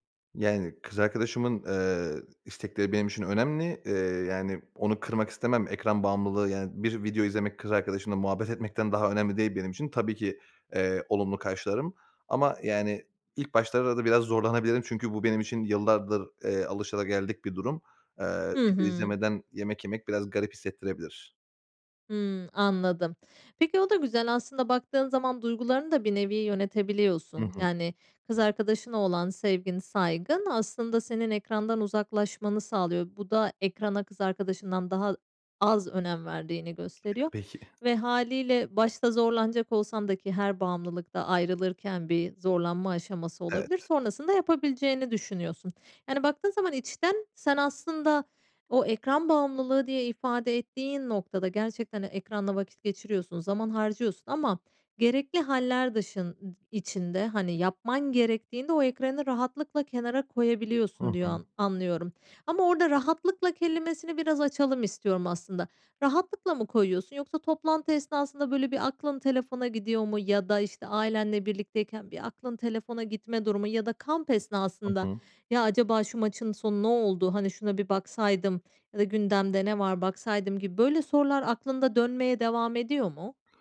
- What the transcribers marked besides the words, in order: tapping; other background noise
- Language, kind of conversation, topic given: Turkish, podcast, Ekran bağımlılığıyla baş etmek için ne yaparsın?